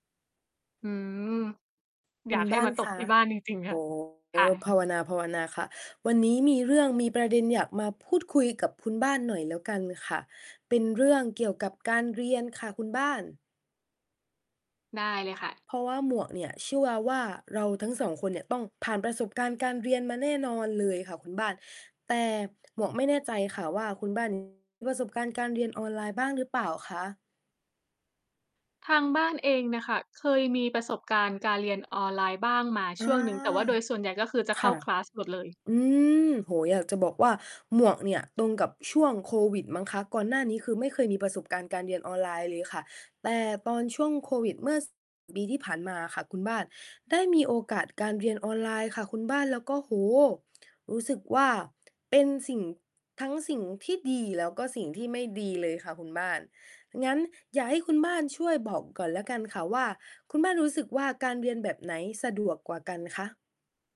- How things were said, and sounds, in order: distorted speech; other background noise; mechanical hum; in English: "คลาส"
- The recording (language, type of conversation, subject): Thai, unstructured, การเรียนออนไลน์กับการไปเรียนที่โรงเรียนแตกต่างกันอย่างไร?